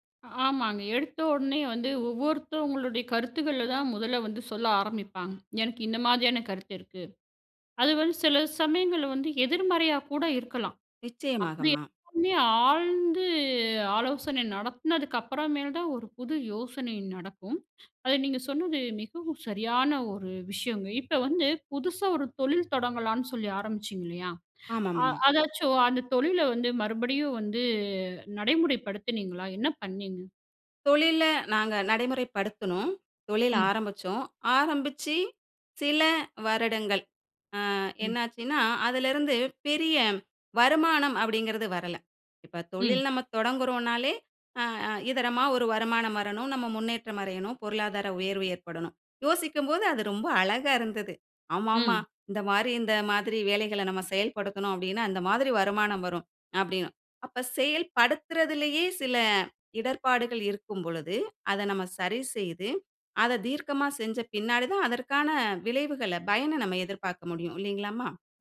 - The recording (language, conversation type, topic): Tamil, podcast, சேர்ந்து யோசிக்கும்போது புதிய யோசனைகள் எப்படிப் பிறக்கின்றன?
- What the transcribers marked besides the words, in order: drawn out: "ஆழ்ந்து"; "அடையணும்" said as "அறையணும்"